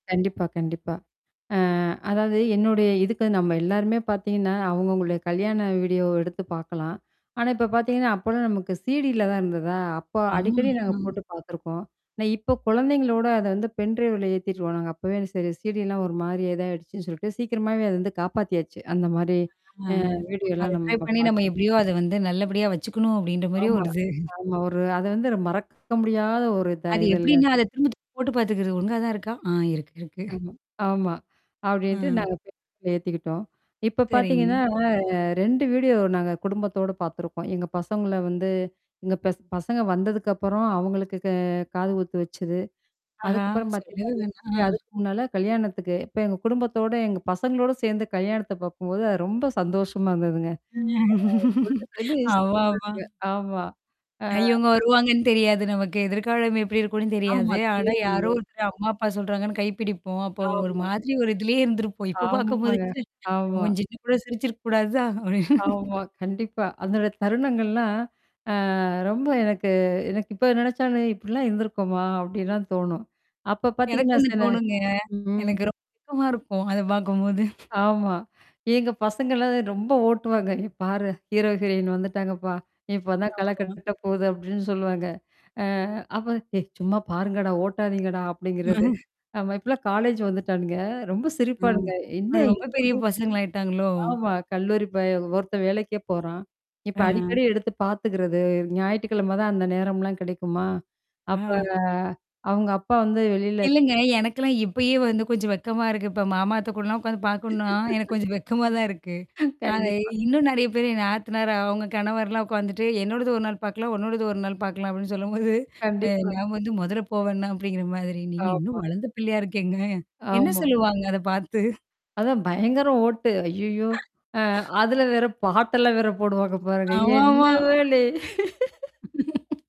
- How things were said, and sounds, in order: other background noise; in English: "பென் டிரைவல"; mechanical hum; in English: "ட்ரை"; distorted speech; chuckle; static; laughing while speaking: "ஆ இருக்கு இருக்கு"; in English: "பென்ட்ரைவ்ல"; laugh; unintelligible speech; laughing while speaking: "அப்டின்னு"; drawn out: "ஆ"; laughing while speaking: "அத பார்க்கும்போது"; chuckle; drawn out: "அப்ப"; laugh; laughing while speaking: "கண்டிப்பா"; laughing while speaking: "எனக்கு கொஞ்சம் வெக்கமா தான் இருக்கு"; chuckle; laughing while speaking: "நீங்க இன்னும் வளர்ந்த பிள்ளையா இருக்கேங்க. என்ன சொல்லுவாங்க அத பார்த்து?"; other noise; singing: "என்னவளே?"; laugh
- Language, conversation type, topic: Tamil, podcast, வீட்டிலேயே குடும்ப வீடியோக்களைப் பார்த்த அனுபவம் உங்களுக்கு எப்படி இருந்தது?